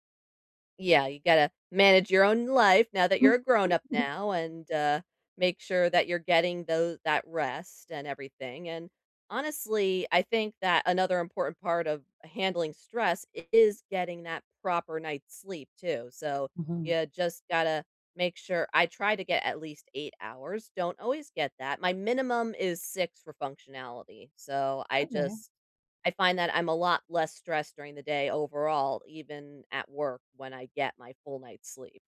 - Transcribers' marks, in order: chuckle
- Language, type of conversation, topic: English, unstructured, What’s the best way to handle stress after work?